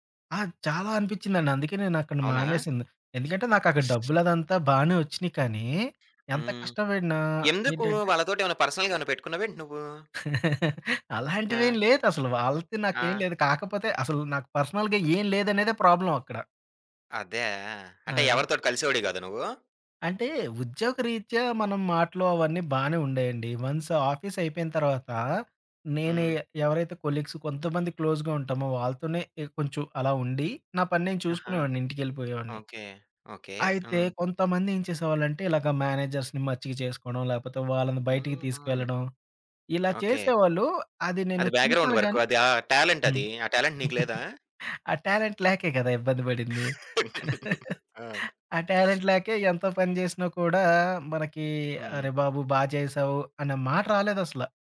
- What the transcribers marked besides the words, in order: other background noise; in English: "పర్సనల్‌గా"; laugh; in English: "పర్సనల్‌గా"; in English: "ప్రాబ్లమ్"; in English: "వన్స్ ఆఫీస్"; in English: "కొలీగ్స్"; in English: "క్లోజ్‌గా"; in English: "మేనేజర్స్‌ని"; in English: "బ్యాక్‌గ్రౌండ్"; in English: "టాలెంట్"; in English: "టాలెంట్"; giggle; tapping; laugh; in English: "టాలెంట్"; laugh; in English: "టాలెంట్"
- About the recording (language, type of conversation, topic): Telugu, podcast, ఒక ఉద్యోగం నుంచి తప్పుకోవడం నీకు విజయానికి తొలి అడుగేనని అనిపిస్తుందా?